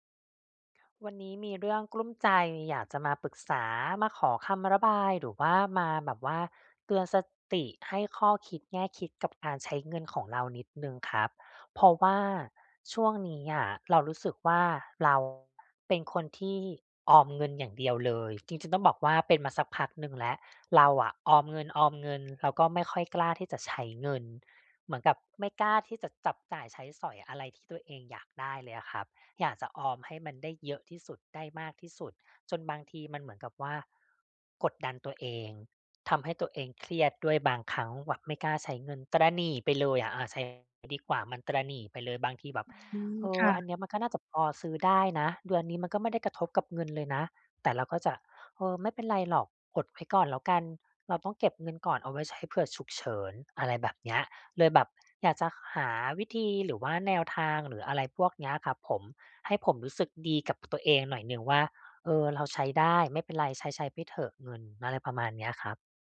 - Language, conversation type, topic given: Thai, advice, จะทำอย่างไรให้สนุกกับวันนี้โดยไม่ละเลยการออมเงิน?
- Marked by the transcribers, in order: other background noise